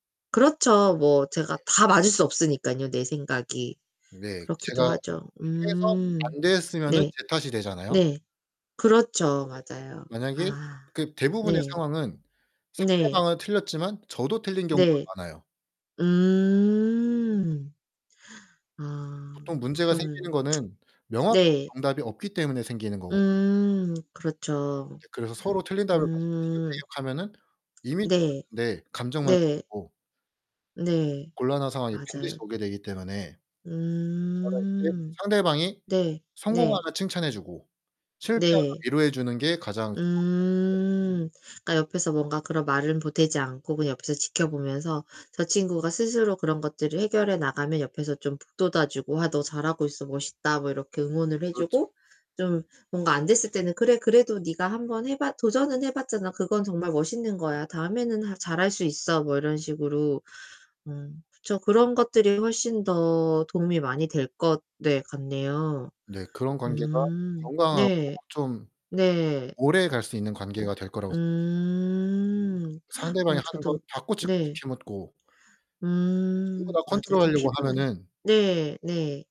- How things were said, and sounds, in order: distorted speech; unintelligible speech; tapping; unintelligible speech; other background noise; drawn out: "음"; tsk; unintelligible speech; drawn out: "음"; drawn out: "음"; drawn out: "음"; gasp
- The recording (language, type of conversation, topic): Korean, unstructured, 자신을 돌보는 데 가장 중요한 것은 무엇이라고 생각하시나요?